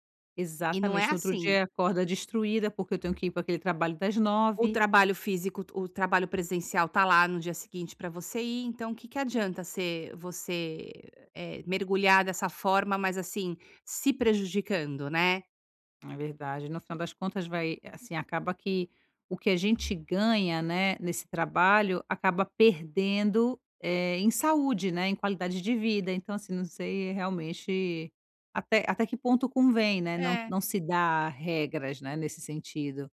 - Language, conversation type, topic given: Portuguese, advice, Como posso criar uma rotina diária de descanso sem sentir culpa?
- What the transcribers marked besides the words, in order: tapping